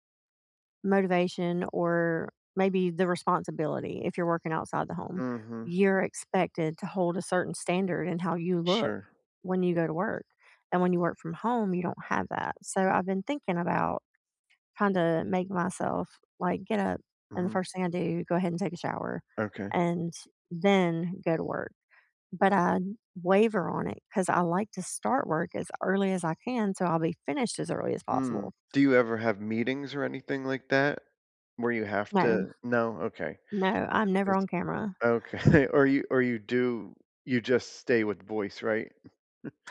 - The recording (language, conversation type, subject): English, unstructured, How can I respond when people judge me for anxiety or depression?
- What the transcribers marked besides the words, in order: laughing while speaking: "Okay"; chuckle